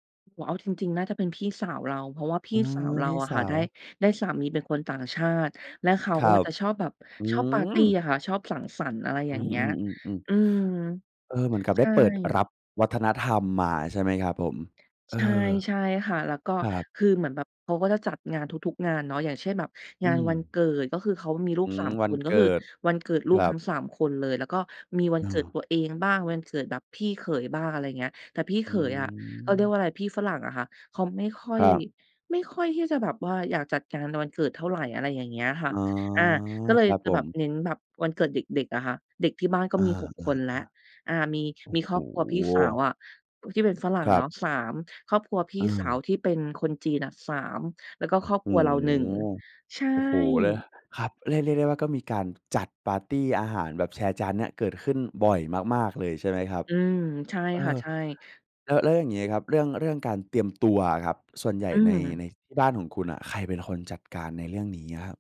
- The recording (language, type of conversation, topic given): Thai, podcast, เคยจัดปาร์ตี้อาหารแบบแชร์จานแล้วเกิดอะไรขึ้นบ้าง?
- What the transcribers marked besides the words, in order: other background noise